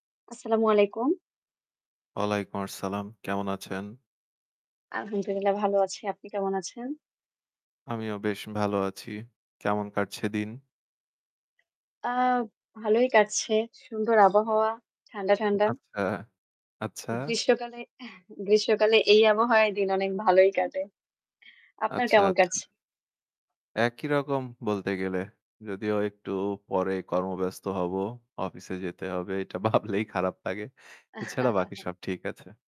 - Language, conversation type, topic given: Bengali, unstructured, আপনি কি মনে করেন প্রযুক্তি বয়স্কদের জীবনে একাকীত্ব বাড়াচ্ছে?
- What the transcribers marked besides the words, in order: "আসসালাম" said as "আরসসালাম"; static; other background noise; distorted speech; mechanical hum; laugh